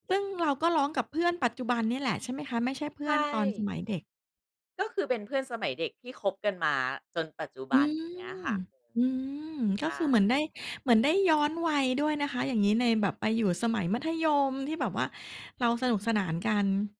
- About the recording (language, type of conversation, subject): Thai, podcast, เพลงอะไรที่ทำให้คุณนึกถึงวัยเด็กมากที่สุด?
- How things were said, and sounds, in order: none